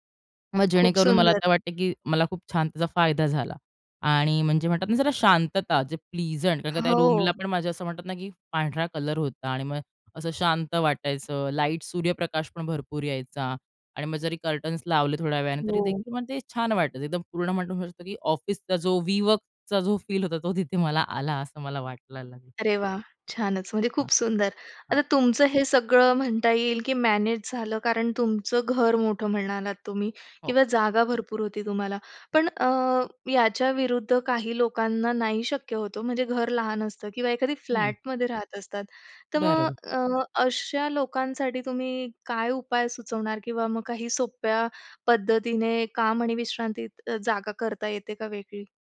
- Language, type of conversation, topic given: Marathi, podcast, काम आणि विश्रांतीसाठी घरात जागा कशी वेगळी करता?
- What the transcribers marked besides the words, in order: other background noise; in English: "प्लिजंट"; in English: "कर्टन्स"; in English: "वीवर्कचा"; tapping